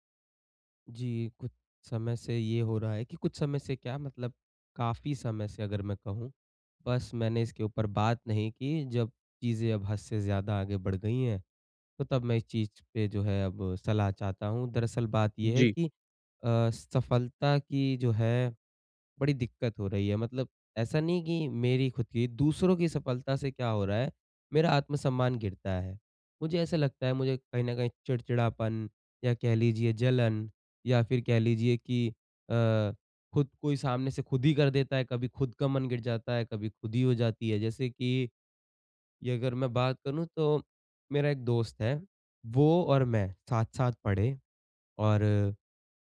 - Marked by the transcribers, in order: none
- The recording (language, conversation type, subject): Hindi, advice, दूसरों की सफलता से मेरा आत्म-सम्मान क्यों गिरता है?